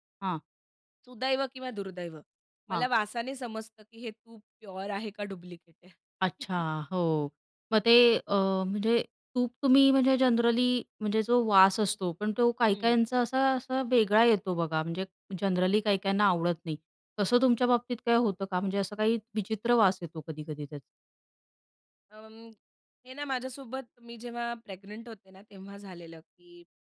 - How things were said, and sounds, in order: chuckle; in English: "जनरली"; in English: "जनरली"
- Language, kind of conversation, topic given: Marathi, podcast, घरच्या रेसिपींच्या गंधाचा आणि स्मृतींचा काय संबंध आहे?